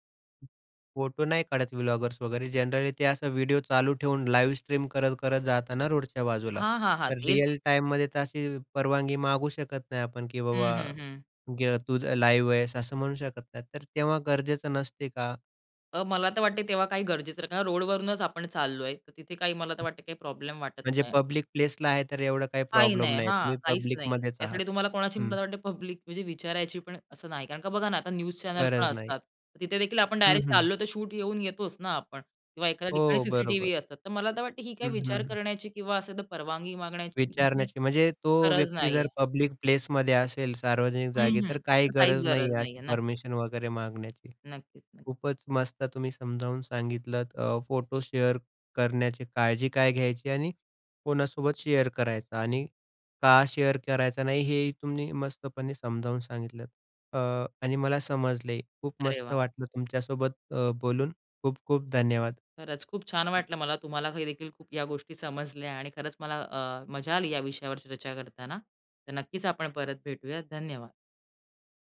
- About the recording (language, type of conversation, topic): Marathi, podcast, इतरांचे फोटो शेअर करण्यापूर्वी परवानगी कशी विचारता?
- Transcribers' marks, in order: other background noise; in English: "ब्लॉगर्स"; in English: "जनरली"; in English: "लाईव्ह"; in English: "लाईव्ह"; in English: "पब्लिक"; in English: "पब्लिकमध्येच"; in English: "पब्लिक"; in English: "न्यूज चॅनल"; in English: "शूट"; in English: "सीसीटीव्ही"; in English: "पब्लिक"; in English: "शेअर"; in English: "शेअर"; in English: "शेअर"